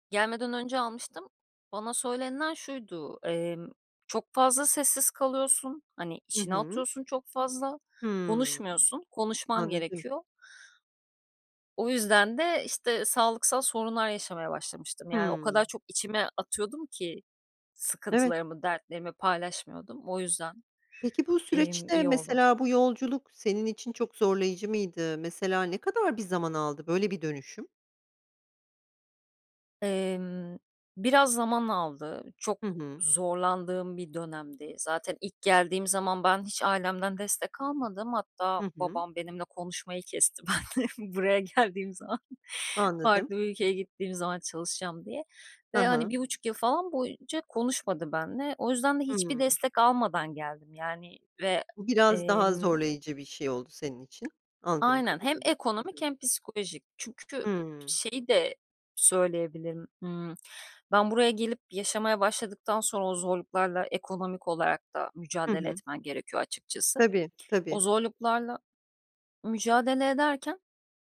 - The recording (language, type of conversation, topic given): Turkish, podcast, Göç deneyimi kimliğini nasıl etkiledi?
- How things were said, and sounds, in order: other background noise; laughing while speaking: "benle"; chuckle; tapping